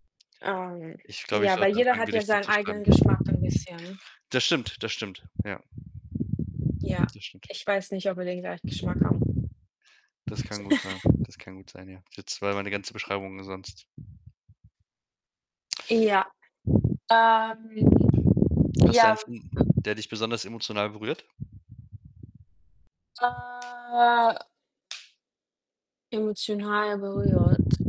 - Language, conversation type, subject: German, unstructured, Welcher Film hat dich zuletzt begeistert?
- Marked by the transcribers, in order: wind; chuckle; other background noise; drawn out: "Äh"